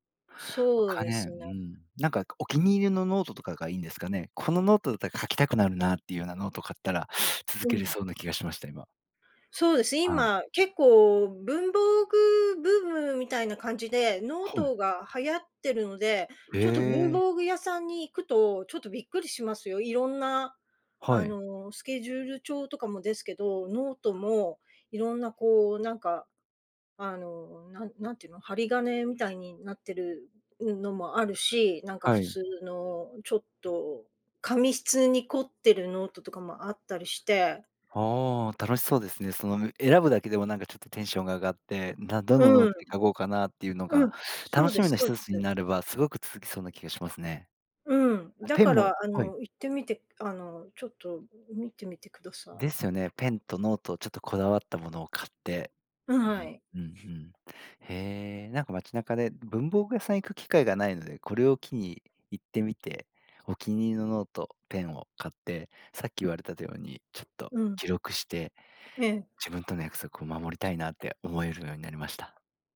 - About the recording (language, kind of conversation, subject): Japanese, advice, 自分との約束を守れず、目標を最後までやり抜けないのはなぜですか？
- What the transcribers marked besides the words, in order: other background noise; teeth sucking